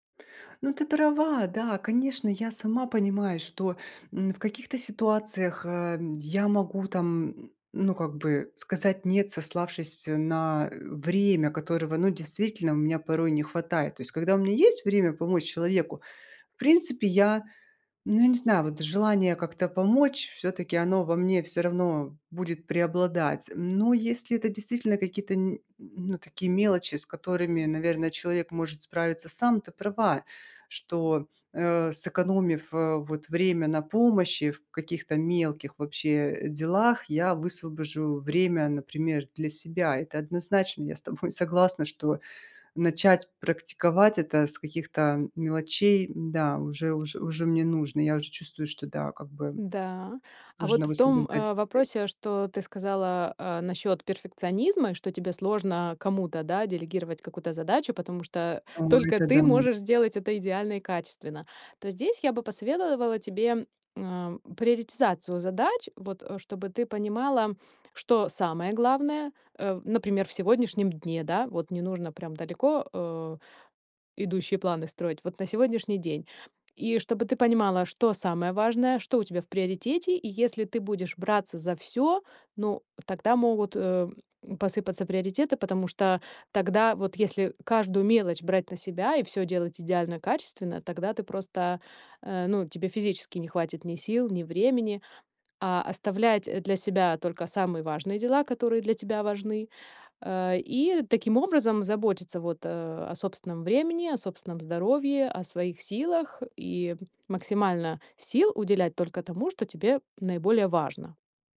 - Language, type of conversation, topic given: Russian, advice, Как научиться говорить «нет» и перестать постоянно брать на себя лишние обязанности?
- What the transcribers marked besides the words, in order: tapping; "посоветовала" said as "посоветоловала"